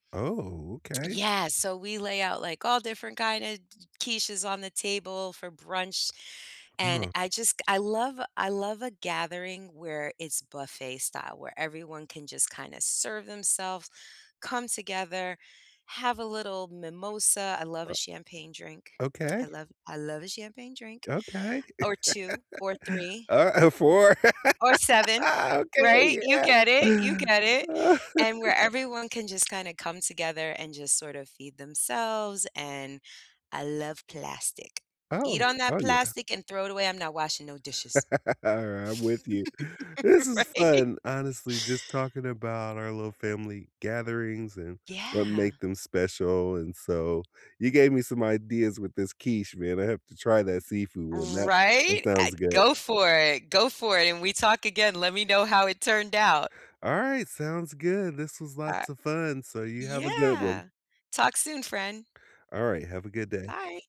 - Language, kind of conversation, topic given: English, unstructured, What makes a family gathering special for you?
- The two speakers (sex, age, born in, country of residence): female, 50-54, United States, United States; male, 50-54, United States, United States
- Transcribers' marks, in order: tapping; tsk; laugh; laughing while speaking: "Alrigh four. Ah, okay. Yeah"; laughing while speaking: "Alright. I'm with you. This is fun"; laugh